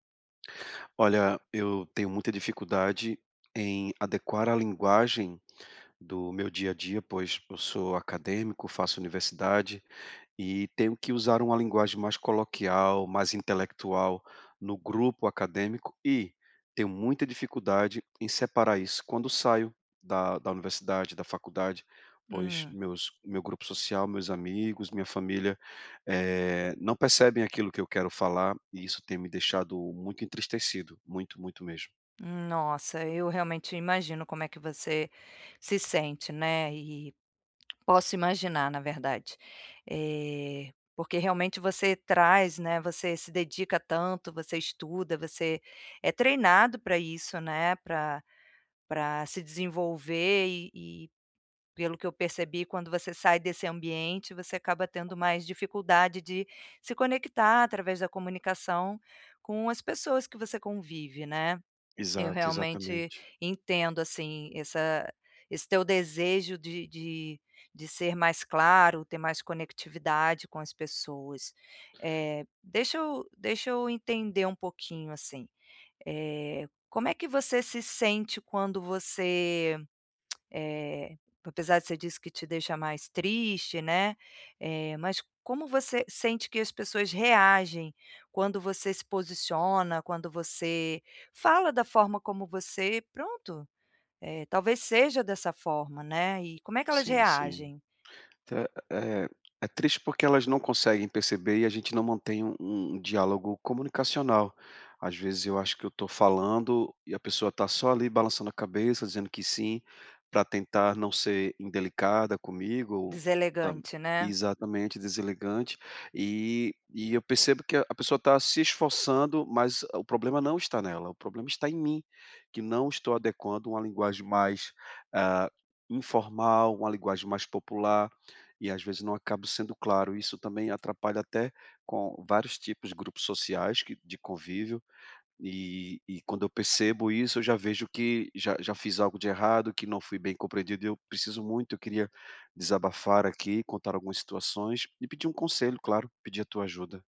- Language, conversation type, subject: Portuguese, advice, Como posso falar de forma clara e concisa no grupo?
- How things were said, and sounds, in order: tapping; other noise; tongue click